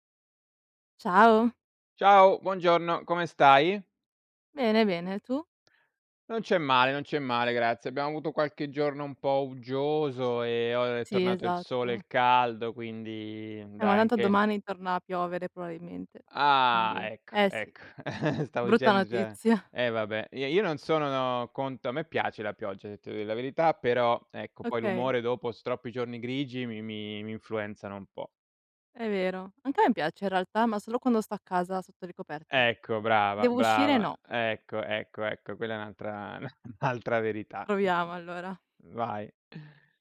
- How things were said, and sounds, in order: "probabilmente" said as "proabilmente"; chuckle; "cioè" said as "ceh"; laughing while speaking: "notizia"; chuckle
- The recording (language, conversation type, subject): Italian, unstructured, Pensi che la censura possa essere giustificata nelle notizie?